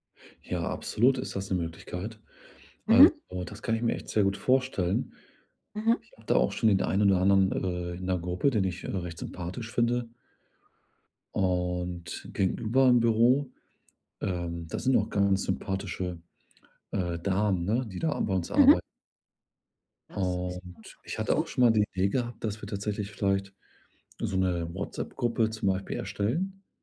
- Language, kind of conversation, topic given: German, advice, Wie kann ich beim Umzug meine Routinen und meine Identität bewahren?
- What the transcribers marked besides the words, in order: none